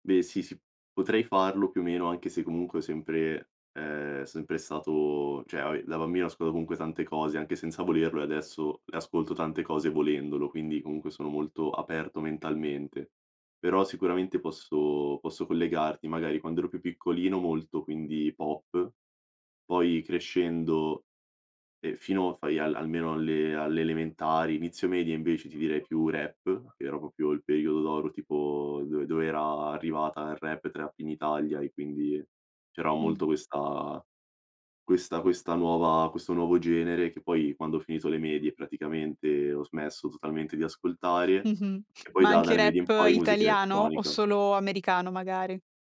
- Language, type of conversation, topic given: Italian, podcast, Come è cambiato nel tempo il tuo gusto musicale?
- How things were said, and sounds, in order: "proprio" said as "popio"